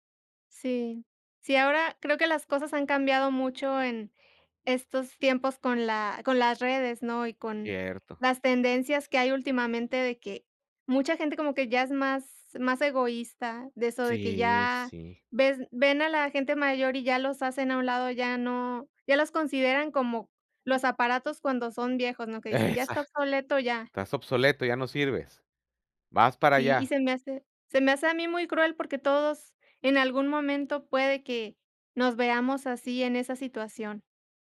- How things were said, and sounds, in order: none
- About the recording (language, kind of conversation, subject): Spanish, unstructured, ¿Crees que es justo que algunas personas mueran solas?